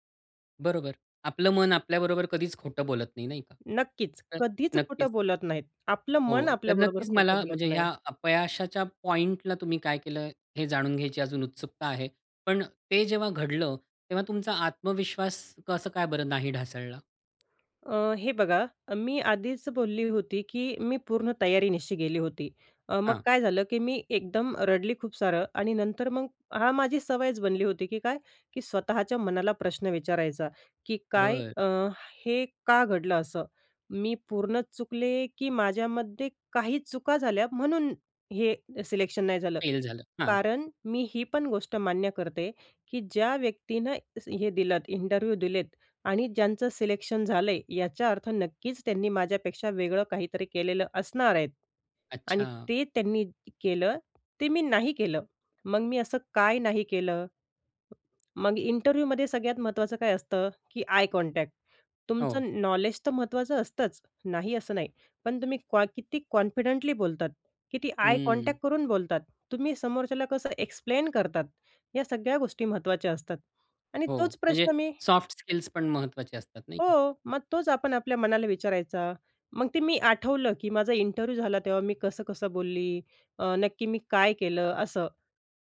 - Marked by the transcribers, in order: tapping; other background noise; in English: "इंटरव्ह्यू"; other noise; in English: "इंटरव्ह्यूमध्ये"; in English: "आय कॉन्टॅक्ट"; in English: "कॉन्फिडेंटली"; in English: "आय कॉन्टॅक्ट"; in English: "एक्सप्लेन"; in English: "इंटरव्ह्यू"
- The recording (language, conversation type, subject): Marathi, podcast, जोखीम घेतल्यानंतर अपयश आल्यावर तुम्ही ते कसे स्वीकारता आणि त्यातून काय शिकता?